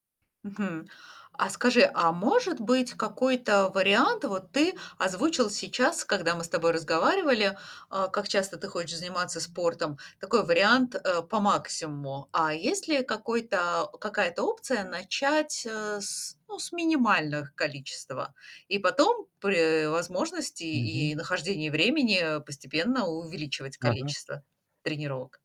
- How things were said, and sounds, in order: tapping; other background noise
- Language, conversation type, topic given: Russian, advice, Как мне начать регулярно тренироваться, если я постоянно откладываю занятия?